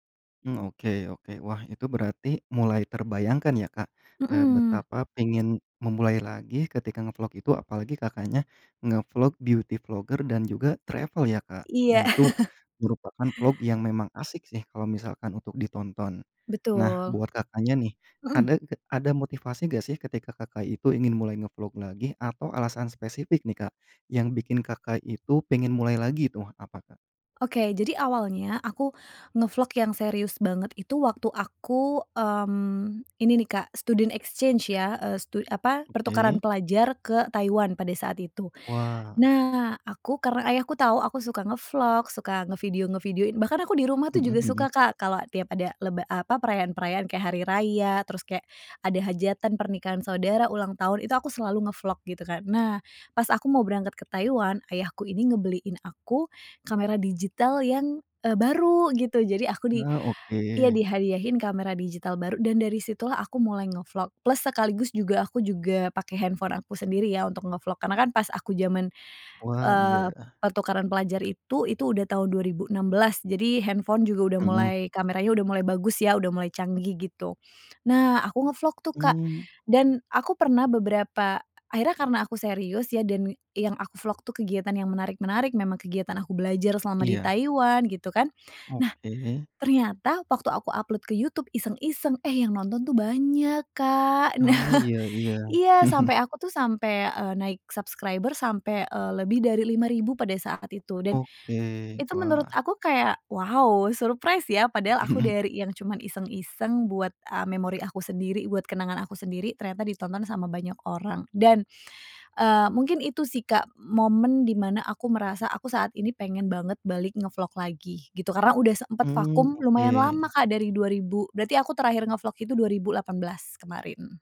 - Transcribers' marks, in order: tapping; in English: "beauty vlogger"; in English: "travel"; chuckle; in English: "student exchange"; other background noise; laughing while speaking: "Nah"; chuckle; in English: "subscriber"; in English: "surprise"
- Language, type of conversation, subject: Indonesian, podcast, Ceritakan hobi lama yang ingin kamu mulai lagi dan alasannya